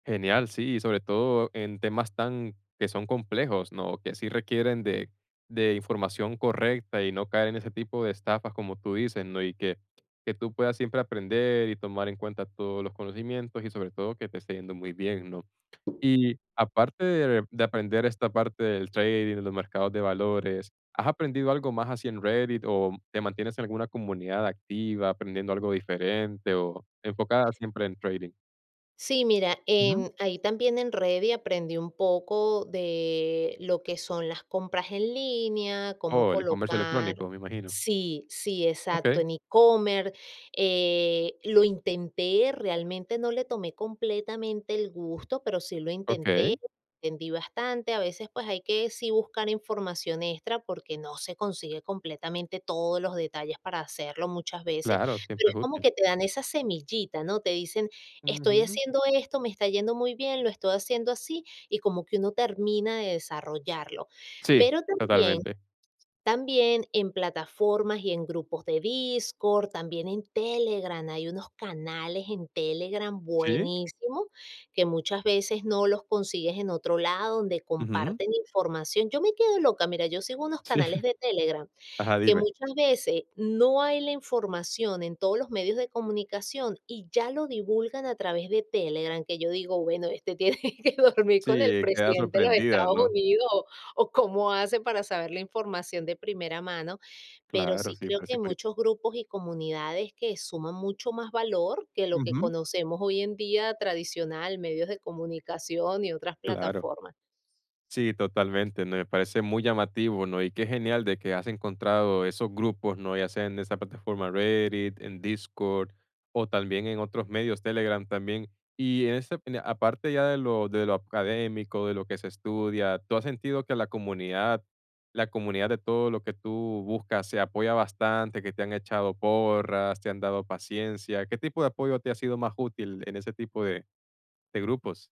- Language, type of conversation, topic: Spanish, podcast, ¿Qué comunidades o grupos te apoyaron mientras aprendías?
- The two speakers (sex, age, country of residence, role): female, 40-44, United States, guest; male, 20-24, United States, host
- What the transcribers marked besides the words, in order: other background noise; chuckle; laughing while speaking: "tiene que dormir"